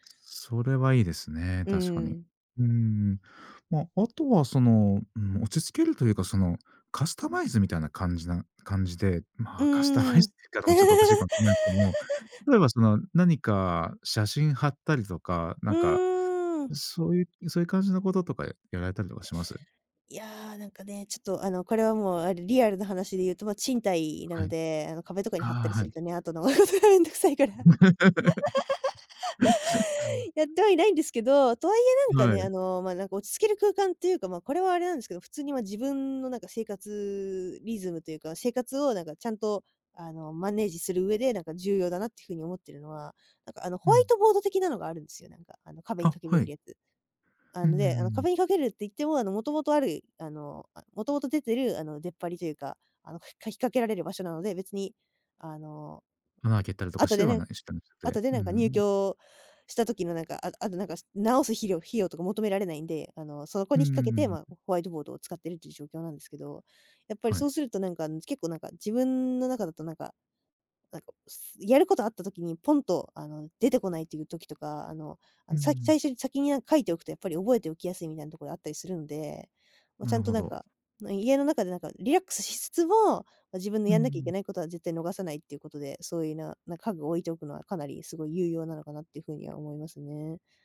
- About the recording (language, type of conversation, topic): Japanese, podcast, 自分の部屋を落ち着ける空間にするために、どんな工夫をしていますか？
- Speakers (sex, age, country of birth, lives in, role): female, 20-24, Japan, Japan, guest; male, 40-44, Japan, Japan, host
- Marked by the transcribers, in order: laughing while speaking: "カスタマイズって"; laugh; laughing while speaking: "あとのがめんどくさいから"; laugh; other noise; in English: "マネージ"